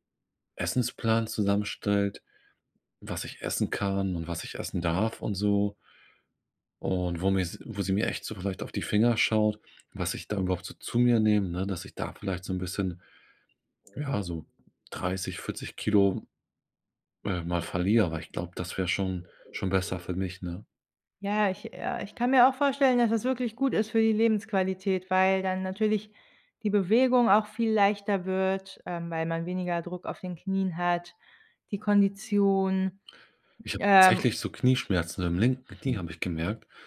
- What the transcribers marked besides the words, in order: none
- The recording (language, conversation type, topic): German, advice, Warum fällt es mir schwer, regelmäßig Sport zu treiben oder mich zu bewegen?